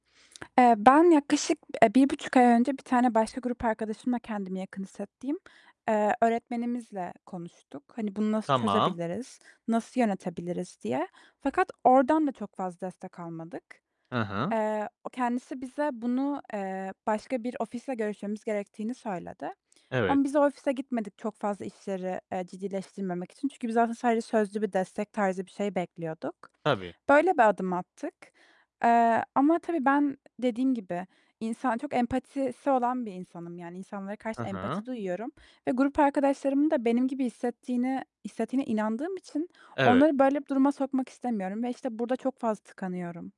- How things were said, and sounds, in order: other background noise; static; tapping; distorted speech
- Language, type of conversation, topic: Turkish, advice, Uzun bir projeyi yarı yolda bırakmamak ve motivasyon kaybı yaşamadan bitirmek için ne yapabilirim?